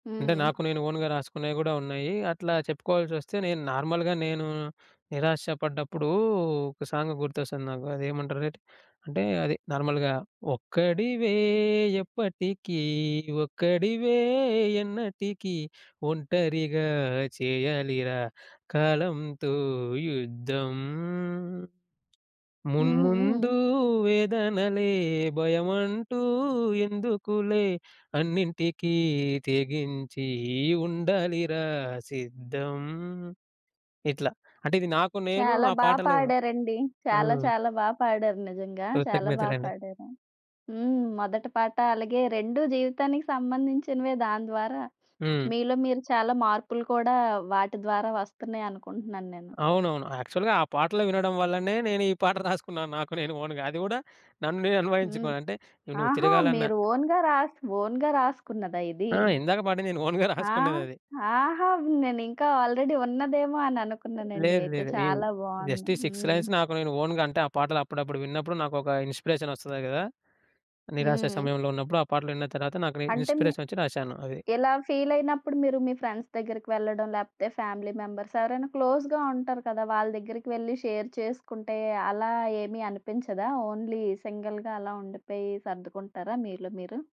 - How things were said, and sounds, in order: in English: "ఓన్‌గా"; in English: "నార్మల్‌గా"; in English: "సాంగ్"; in English: "నార్మల్‌గా"; singing: "ఒక్కడివే ఎప్పటికీ ఒక్కడివే ఎన్నటికీ ఒంటరిగా … తెగించి ఉండాలిరా సిద్ధం"; other background noise; in English: "యాక్చువల్‌గా"; in English: "ఓన్‌గా"; background speech; in English: "ఓన్‌గా రాస్ ఓన్‌గా"; in English: "ఓన్‌గా"; in English: "ఆల్రెడీ"; in English: "జస్ట్"; in English: "సిక్స్ లైన్స్"; in English: "ఓన్‌గా"; in English: "ఇన్స్పిరేషన్"; in English: "ఫీల్"; in English: "ఫ్రెండ్స్"; in English: "ఫ్యామిలీ మెంబర్స్"; in English: "క్లోజ్‌గా"; in English: "షేర్"; in English: "ఓన్లీ సింగిల్‌గా"
- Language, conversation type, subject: Telugu, podcast, నిరాశగా ఉన్న సమయంలో మీకు బలం ఇచ్చిన పాట ఏది?